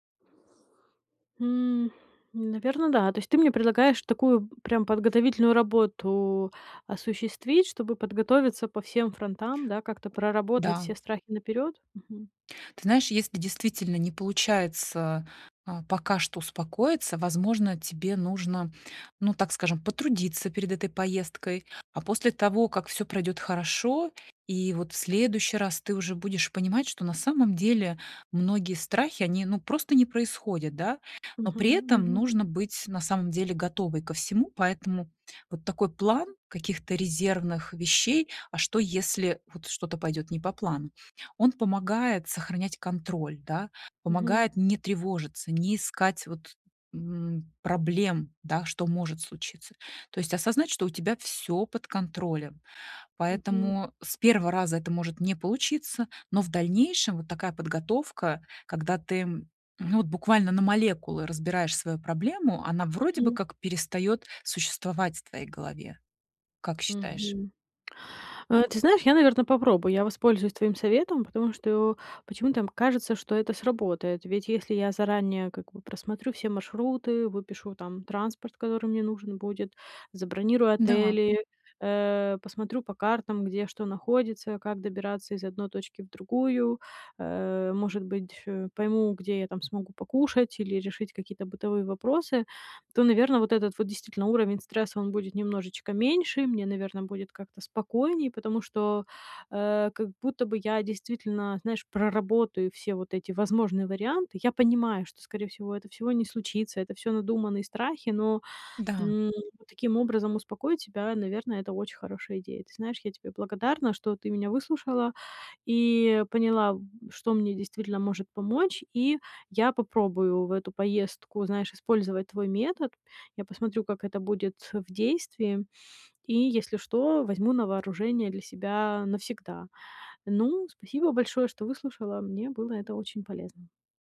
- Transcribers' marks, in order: other background noise; tapping
- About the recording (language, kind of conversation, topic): Russian, advice, Как мне уменьшить тревогу и стресс перед предстоящей поездкой?